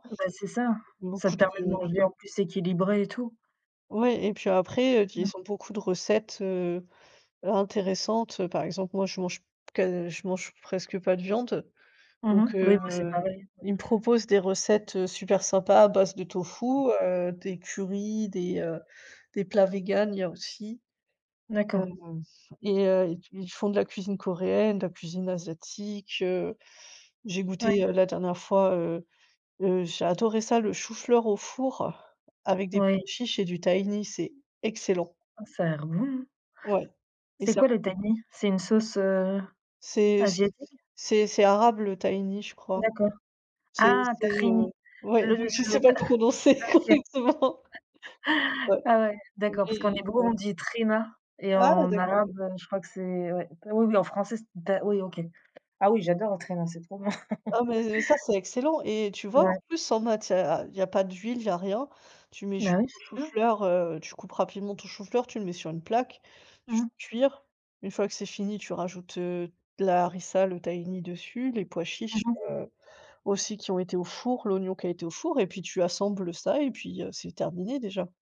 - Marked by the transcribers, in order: other background noise; tapping; stressed: "excellent"; unintelligible speech; put-on voice: "tahini"; laughing while speaking: "Donc je sais pas le prononcer correctement"; laugh; in Hebrew: "t'hina"; in Hebrew: "t'hina"; laugh
- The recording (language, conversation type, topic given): French, unstructured, En quoi les applications de livraison ont-elles changé votre façon de manger ?